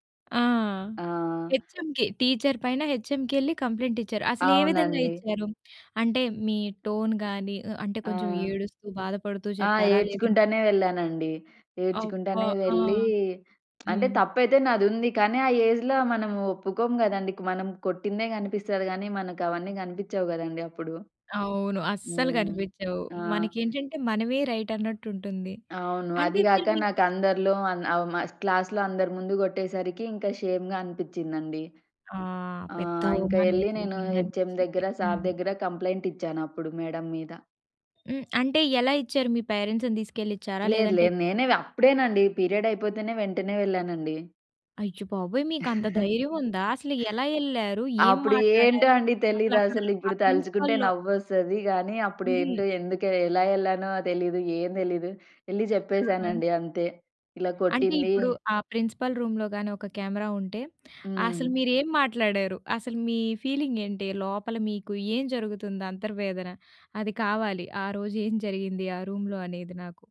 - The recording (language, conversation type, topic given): Telugu, podcast, ఒకరిపై ఫిర్యాదు చేయాల్సి వచ్చినప్పుడు మీరు ఎలా ప్రారంభిస్తారు?
- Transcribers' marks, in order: in English: "హెచ్‌ఎంకి, టీచర్"; in English: "టోన్"; tapping; in English: "ఏజ్‌లో"; stressed: "అస్సలు"; other background noise; in English: "రైట్"; in English: "క్లాస్‌లో"; in English: "షేమ్‌గా"; in English: "హెచ్ఎం"; in English: "మేడం"; in English: "పేరెంట్స్‌ని"; in English: "పీరియడ్"; chuckle; in English: "ప్రిన్సిపల్‌లో"; in English: "ప్రిన్సిపల్ రూమ్‌లో"; in English: "కెమెరా"; in English: "రూమ్‌లో"